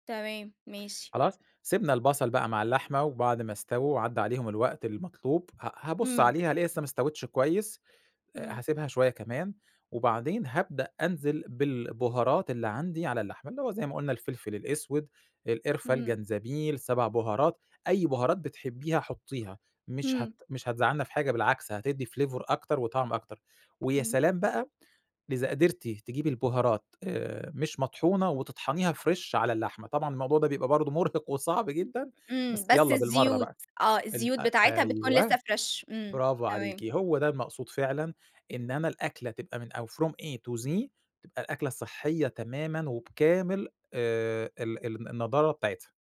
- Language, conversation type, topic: Arabic, podcast, إيه هي أكلة من طفولتك لسه بتفكر فيها على طول، وليه؟
- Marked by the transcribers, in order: other background noise; in English: "flavor"; in English: "فريش"; in English: "فريش"; in English: "from A to Z"